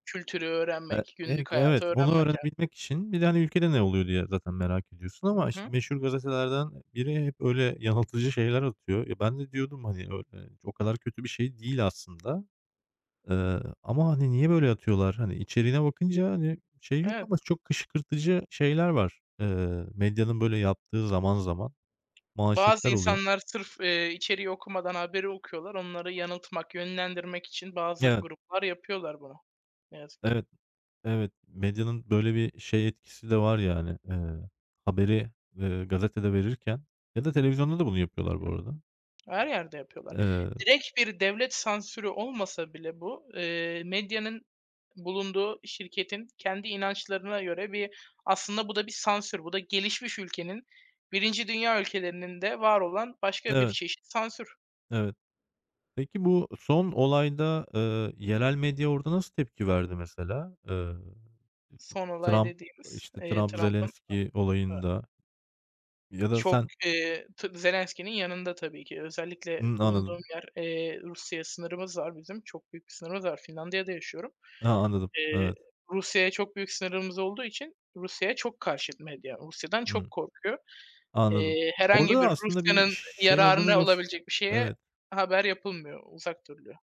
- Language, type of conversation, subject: Turkish, unstructured, Son zamanlarda dünyada en çok konuşulan haber hangisiydi?
- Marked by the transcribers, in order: unintelligible speech; unintelligible speech; other background noise; unintelligible speech; tapping